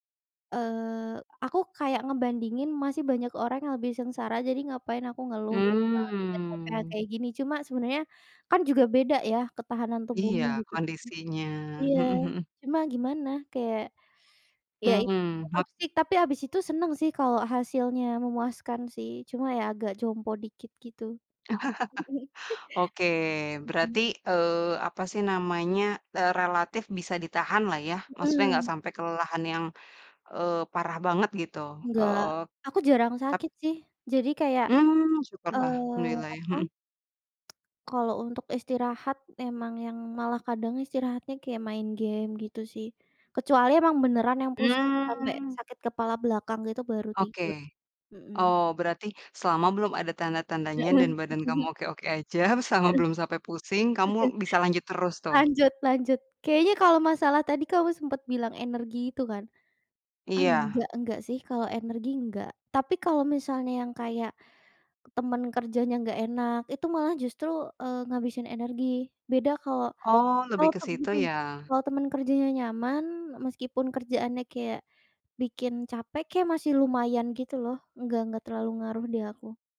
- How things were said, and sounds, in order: tapping; other background noise; chuckle; tsk; laughing while speaking: "aja"; chuckle; chuckle
- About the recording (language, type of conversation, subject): Indonesian, podcast, Bagaimana kamu memutuskan kapan perlu istirahat dan kapan harus memaksakan diri untuk bekerja?